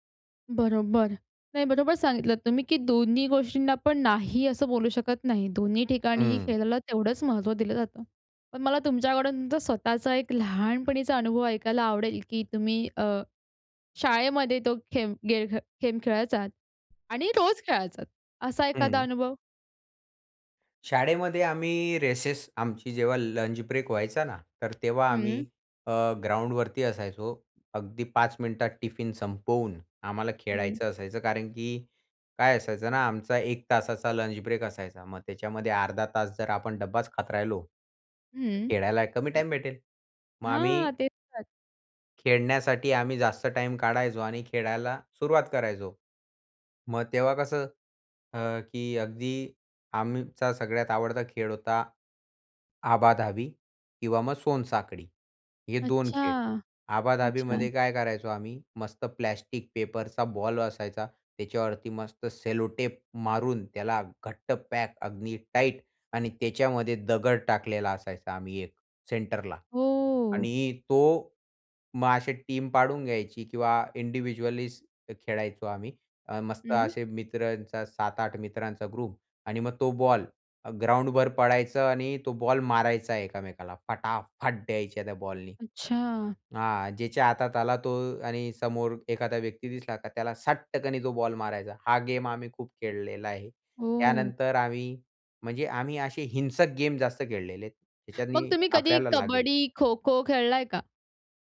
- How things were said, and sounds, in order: stressed: "लहानपणीचा"; other noise; tapping; other background noise; anticipating: "अच्छा!"; in English: "टीम"; drawn out: "हो"; in English: "इंडिव्हिज्युअलीच"; in English: "ग्रुप"; stressed: "फटाफट"; stressed: "सटक्कनी"
- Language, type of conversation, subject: Marathi, podcast, लहानपणीच्या खेळांचा तुमच्यावर काय परिणाम झाला?